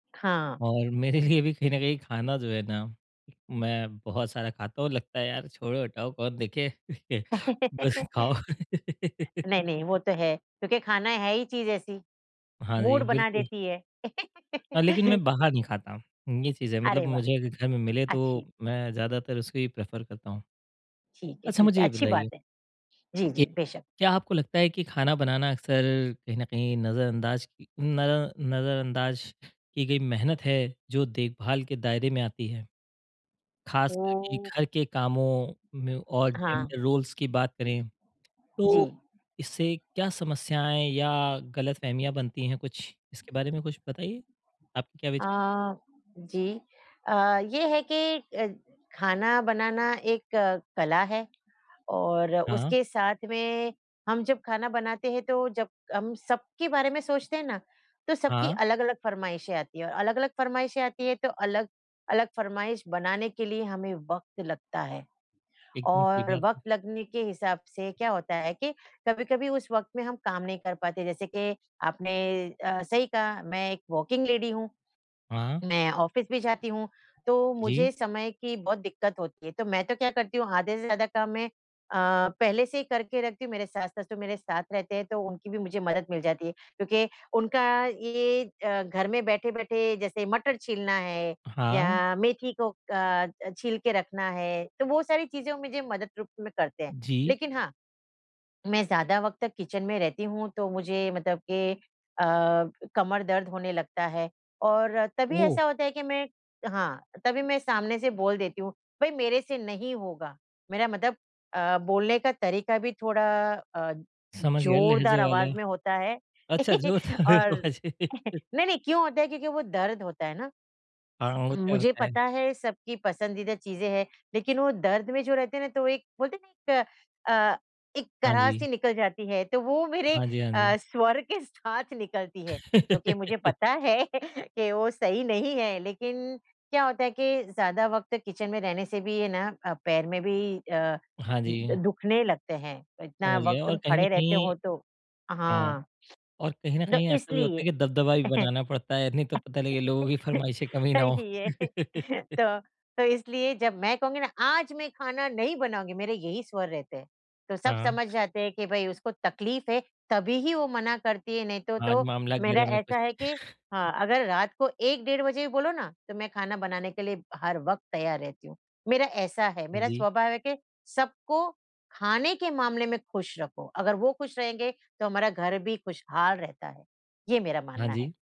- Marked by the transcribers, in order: laughing while speaking: "मेरे लिए"; laugh; unintelligible speech; laughing while speaking: "बस खाओ"; chuckle; horn; in English: "मूड"; laugh; in English: "प्रेफ़र"; tapping; in English: "जेन्ड़र रोल्स"; in English: "वर्किंग लेडी"; in English: "ऑफ़िस"; in English: "किचन"; chuckle; laughing while speaking: "था, फिर वाह जी"; laughing while speaking: "के साथ निकलती"; laugh; chuckle; in English: "किचन"; chuckle; laughing while speaking: "सही है, तो"; laugh
- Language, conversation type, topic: Hindi, podcast, आपके लिए खाना बनाकर किसी का ख्याल रखना क्या मायने रखता है?
- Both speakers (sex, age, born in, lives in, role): female, 50-54, India, India, guest; male, 30-34, India, India, host